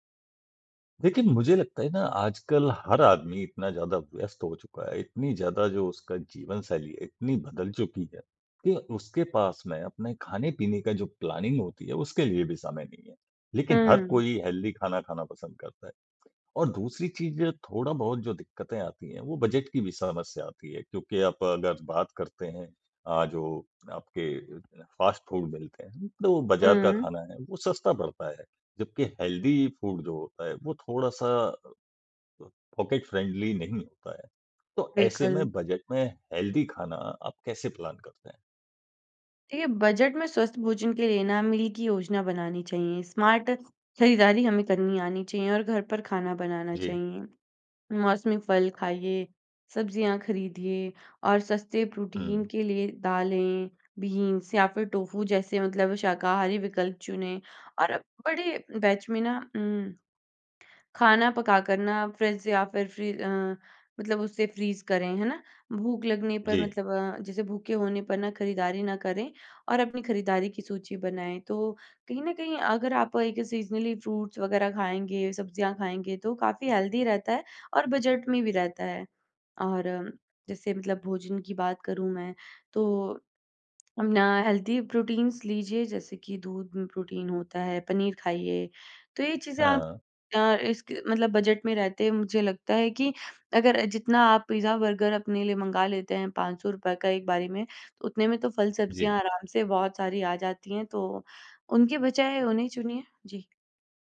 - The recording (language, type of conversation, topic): Hindi, podcast, बजट में स्वस्थ भोजन की योजना कैसे बनाएं?
- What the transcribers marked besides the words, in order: in English: "प्लानिंग"; in English: "हेल्दी"; in English: "फास्ट फ़ूड"; in English: "हेल्दी फ़ूड"; in English: "पॉकेट फ्रेंडली"; in English: "हेल्दी"; in English: "प्लान"; in English: "मील"; in English: "स्मार्ट"; in English: "बीन्स"; in English: "बैच"; in English: "फ्रीज़"; in English: "सीज़नली फ्रूट्स"; in English: "हेल्दी"; in English: "हेल्दी प्रोटीन्स"